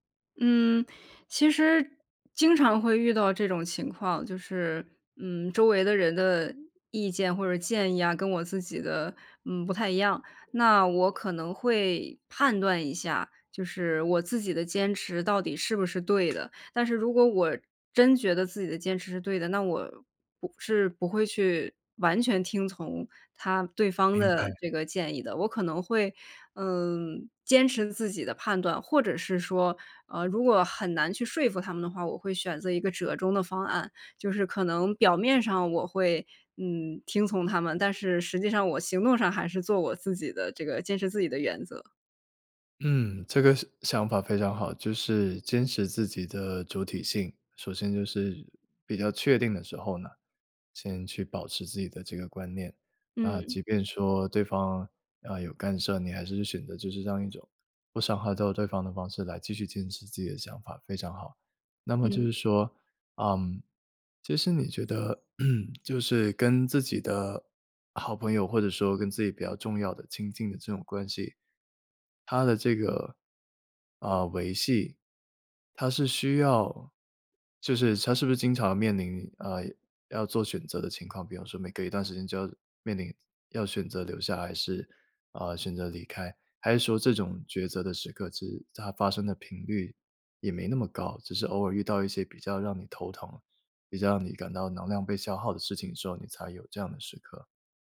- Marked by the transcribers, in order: other background noise; cough
- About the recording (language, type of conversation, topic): Chinese, podcast, 你如何决定是留下还是离开一段关系？